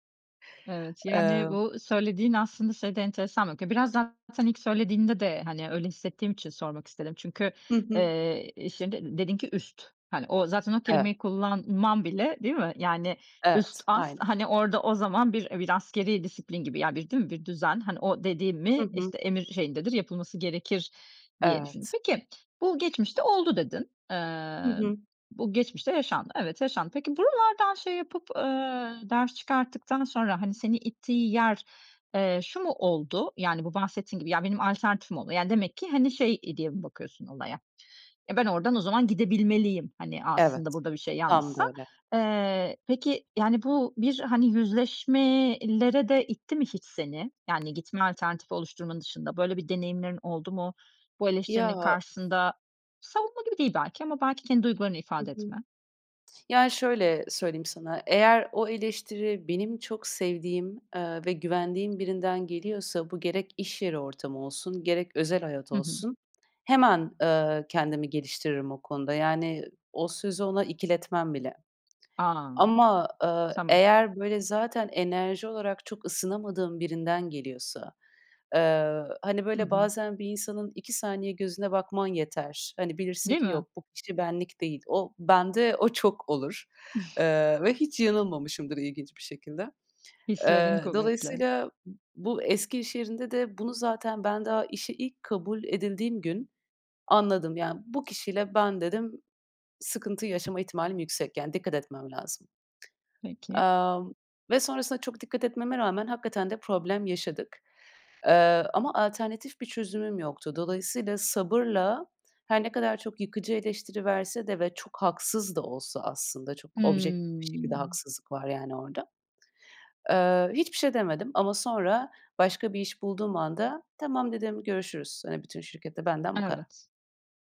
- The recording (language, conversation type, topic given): Turkish, podcast, Eleştiriyi kafana taktığında ne yaparsın?
- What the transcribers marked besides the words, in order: unintelligible speech; other noise; other background noise; tapping; chuckle; drawn out: "Hımm"